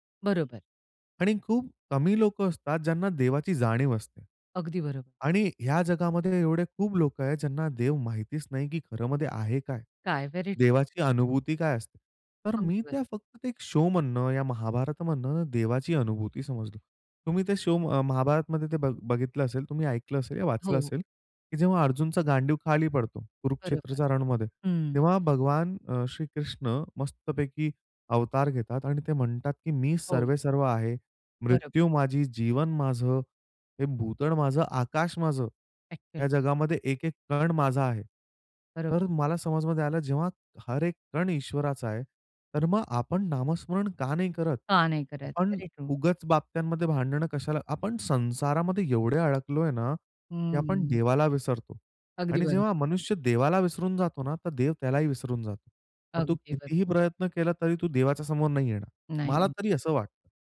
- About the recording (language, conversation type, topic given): Marathi, podcast, एखादा चित्रपट किंवा मालिका तुमच्यावर कसा परिणाम करू शकतो?
- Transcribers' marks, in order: in English: "व्हेरी"; in English: "शोमधनं"; in English: "शो"; in English: "व्हेरी ट्रू"; tapping